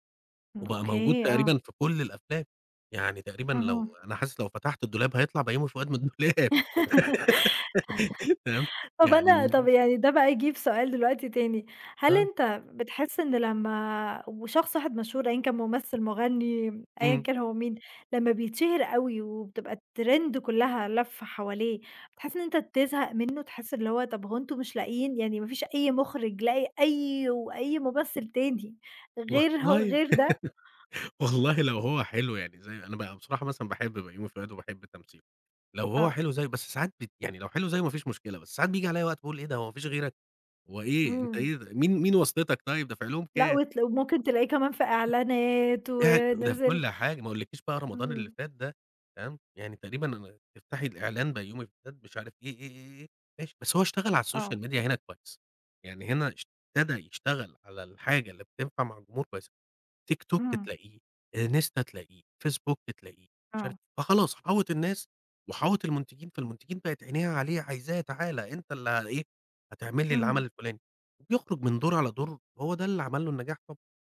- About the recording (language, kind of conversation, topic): Arabic, podcast, إيه دور السوشال ميديا في شهرة الفنانين من وجهة نظرك؟
- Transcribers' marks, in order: laugh; laughing while speaking: "من الدولاب"; laugh; unintelligible speech; in English: "الtrend"; laugh; in English: "الsocial media"